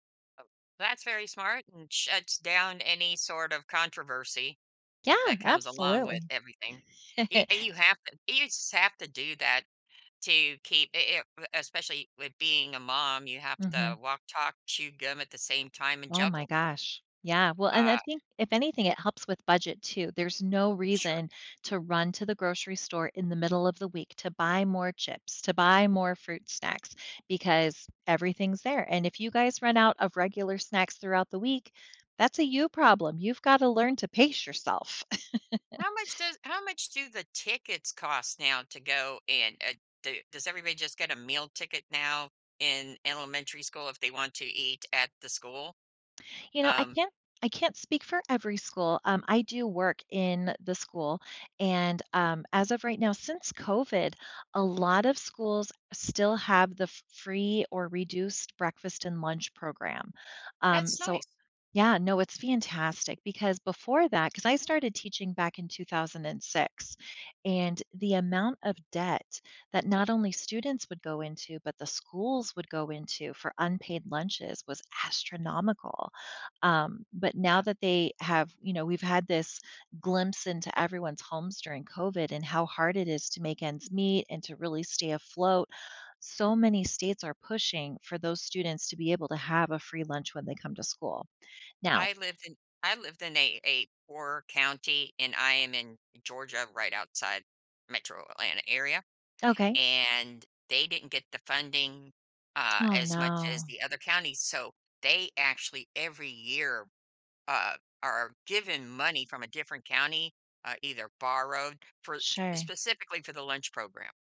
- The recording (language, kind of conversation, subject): English, unstructured, How can I tweak my routine for a rough day?
- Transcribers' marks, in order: chuckle; chuckle; other background noise